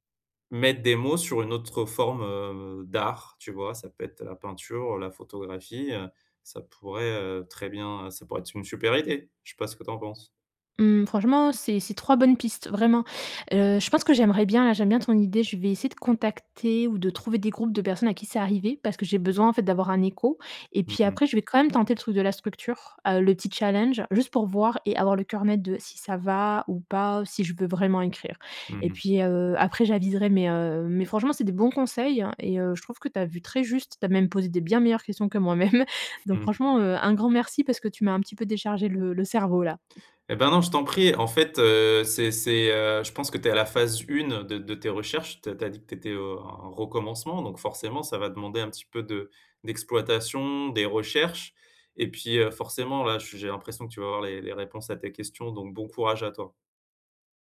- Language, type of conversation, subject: French, advice, Comment surmonter le doute sur son identité créative quand on n’arrive plus à créer ?
- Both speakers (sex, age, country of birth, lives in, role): female, 35-39, France, Germany, user; male, 35-39, France, France, advisor
- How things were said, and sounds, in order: stressed: "d'art"; tapping; other background noise